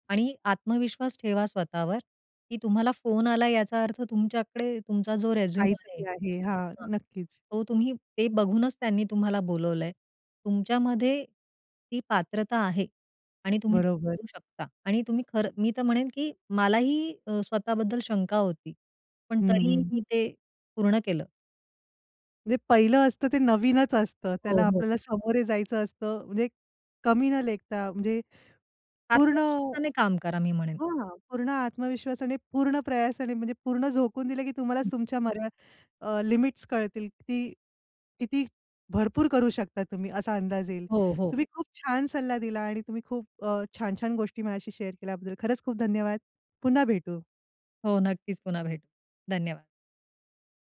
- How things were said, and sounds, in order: tapping; unintelligible speech; in English: "शेअर"
- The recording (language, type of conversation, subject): Marathi, podcast, पहिली नोकरी तुम्हाला कशी मिळाली आणि त्याचा अनुभव कसा होता?